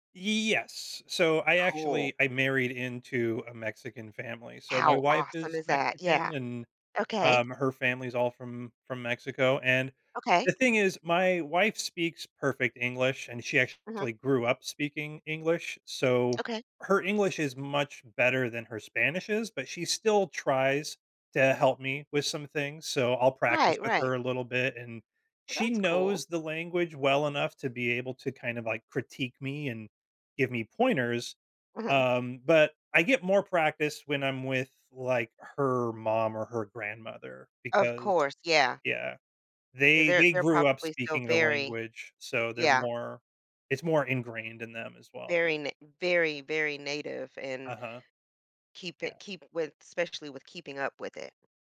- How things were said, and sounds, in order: tapping
- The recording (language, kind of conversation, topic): English, unstructured, How can hobbies reveal parts of my personality hidden at work?